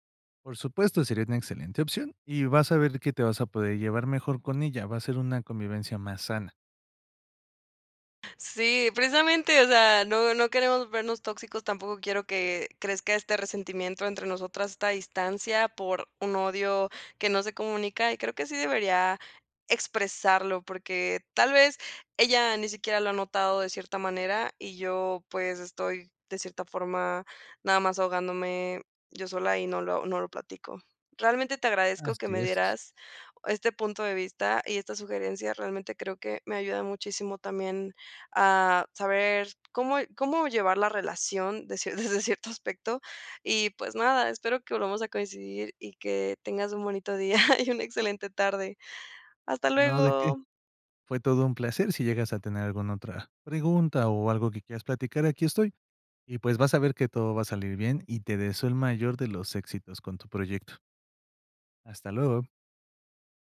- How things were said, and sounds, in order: laughing while speaking: "desde cierto"; chuckle
- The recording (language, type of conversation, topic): Spanish, advice, ¿De qué manera el miedo a que te juzguen te impide compartir tu trabajo y seguir creando?